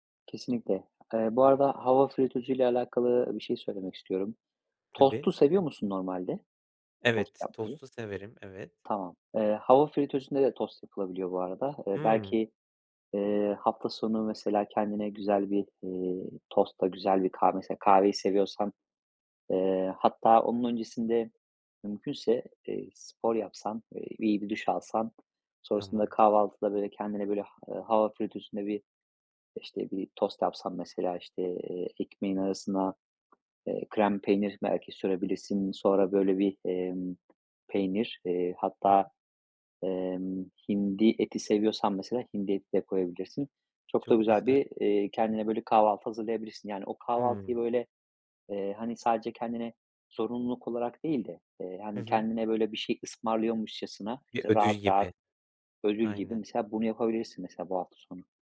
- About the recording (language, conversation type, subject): Turkish, advice, Hafta sonlarımı dinlenmek ve enerji toplamak için nasıl düzenlemeliyim?
- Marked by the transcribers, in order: other background noise; tapping